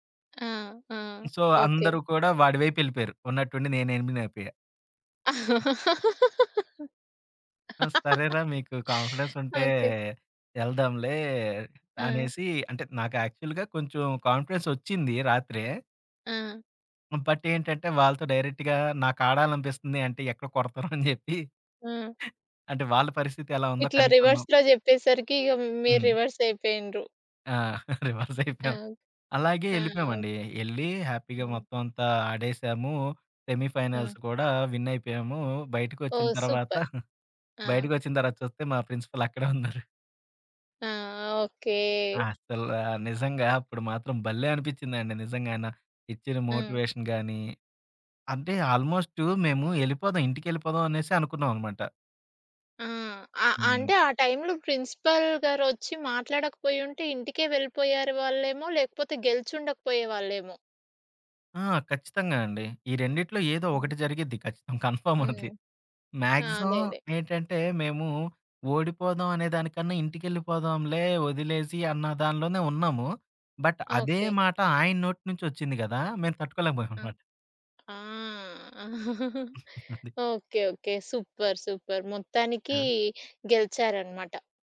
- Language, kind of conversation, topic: Telugu, podcast, మీరు మీ టీమ్‌లో విశ్వాసాన్ని ఎలా పెంచుతారు?
- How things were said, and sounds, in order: in English: "సో"; laugh; tapping; in English: "కాన్ఫిడెన్స్"; other background noise; in English: "యాక్చువల్‌గా"; in English: "కాన్ఫిడెన్స్"; in English: "బట్"; in English: "డైరెక్ట్‌గా"; laughing while speaking: "కొడతారొ అని జెప్పి"; in English: "రివర్స్‌లో"; in English: "రివర్స్"; laughing while speaking: "రివర్స్ అయిపోయాం"; in English: "రివర్స్"; in English: "హ్యాపీగా"; in English: "సెమీఫైనల్స్"; giggle; in English: "సూపర్"; in English: "ప్రిన్సిపల్"; laughing while speaking: "అక్కడే ఉన్నారు"; in English: "మోటివేషన్"; in English: "టైమ్‌లో ప్రిన్సిపల్"; laughing while speaking: "కన్ఫార్మ్ అది"; in English: "కన్ఫార్మ్"; in English: "మాగ్జిమమ్"; in English: "బట్"; chuckle; in English: "సూపర్, సూపర్"; giggle